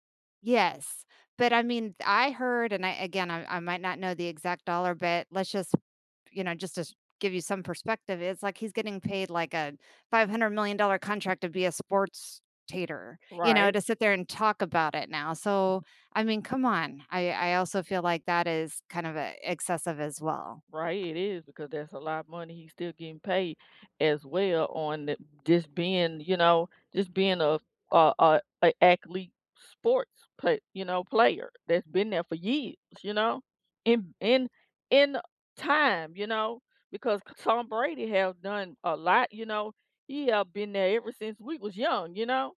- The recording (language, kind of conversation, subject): English, unstructured, Do you think professional athletes are paid too much?
- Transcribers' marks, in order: tapping